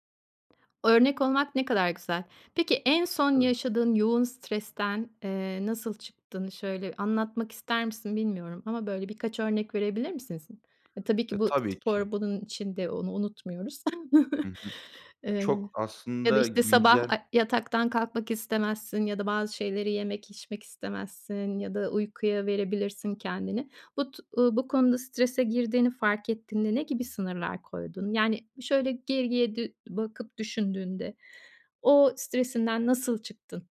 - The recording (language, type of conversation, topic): Turkish, podcast, Stresle başa çıkma yöntemlerin neler, paylaşır mısın?
- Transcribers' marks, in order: other background noise; tapping; chuckle